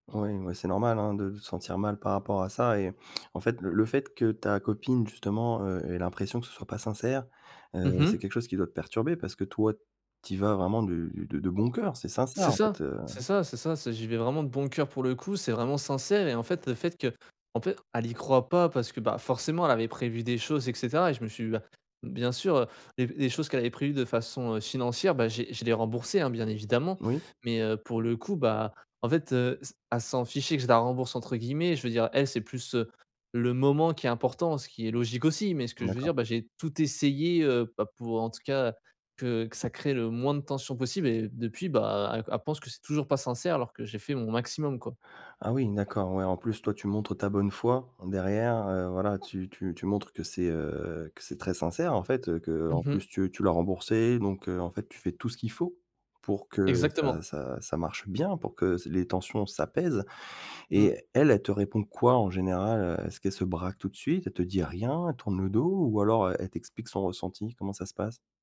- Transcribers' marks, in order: none
- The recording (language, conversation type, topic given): French, advice, Comment puis-je m’excuser sincèrement après une dispute ?